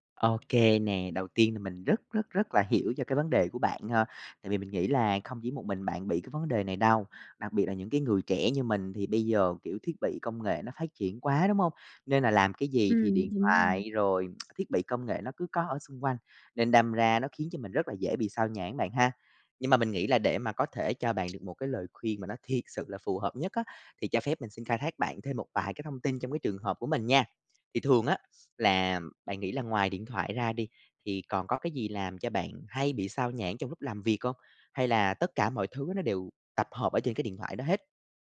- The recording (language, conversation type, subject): Vietnamese, advice, Làm thế nào để duy trì sự tập trung lâu hơn khi học hoặc làm việc?
- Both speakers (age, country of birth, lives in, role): 20-24, Vietnam, France, user; 25-29, Vietnam, Vietnam, advisor
- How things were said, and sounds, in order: tapping; tsk; other background noise